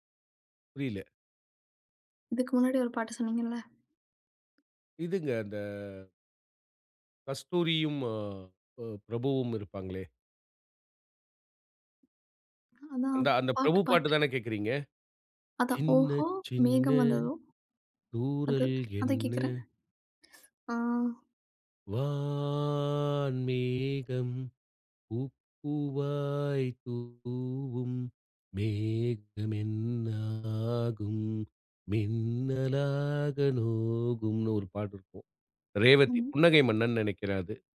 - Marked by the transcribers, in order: other background noise; singing: "ஓஹோ மேகம் வந்ததோ"; singing: "சின்ன சின்ன தூறல் என்ன?"; other noise; singing: "வான்மேகம் பூப் பூவாய் தூவும். மேகம் என்ன ஆகும்? மின்னலாக நோகும்ன்னு"
- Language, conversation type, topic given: Tamil, podcast, மழை நாளுக்கான இசைப் பட்டியல் என்ன?